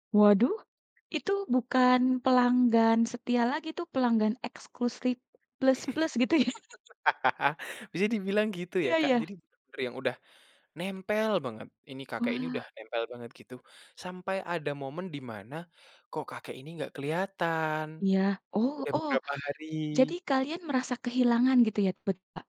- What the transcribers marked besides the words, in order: "eksklusif" said as "ekskluslip"; laugh; laughing while speaking: "ya"
- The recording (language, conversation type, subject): Indonesian, podcast, Ceritakan makanan rumahan yang selalu bikin kamu nyaman, kenapa begitu?